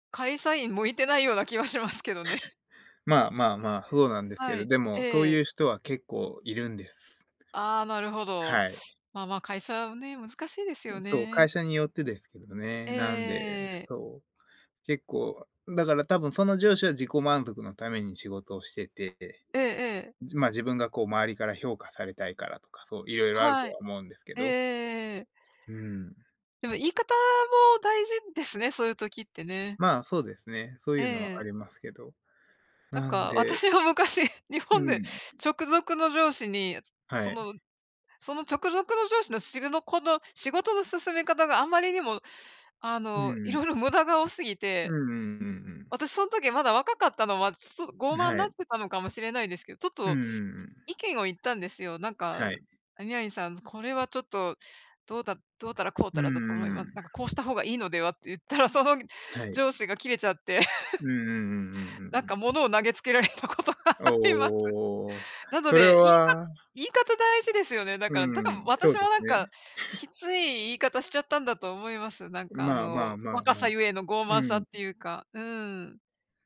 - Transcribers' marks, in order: laughing while speaking: "気はしますけどね"; scoff; laughing while speaking: "私は昔日本で"; tapping; other background noise; laughing while speaking: "て"; laughing while speaking: "たことがあります"; scoff
- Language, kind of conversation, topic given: Japanese, unstructured, 自己満足と他者からの評価のどちらを重視すべきだと思いますか？